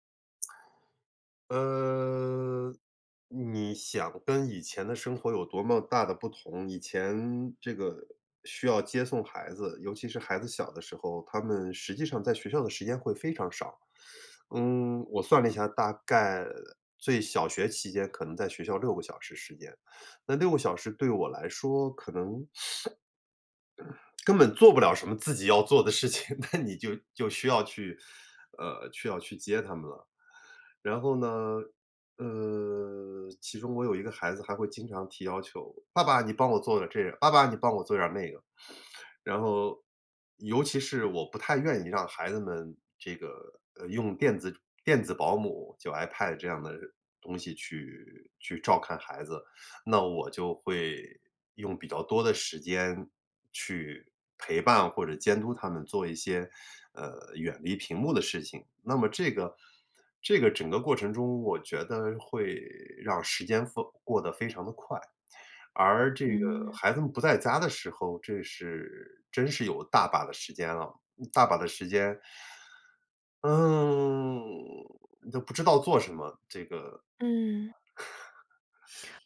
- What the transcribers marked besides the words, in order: other background noise; drawn out: "呃"; teeth sucking; teeth sucking; sniff; throat clearing; laughing while speaking: "的事情，那你就 就"; teeth sucking; sniff; drawn out: "嗯"; laugh
- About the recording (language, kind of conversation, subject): Chinese, advice, 子女离家后，空巢期的孤独感该如何面对并重建自己的生活？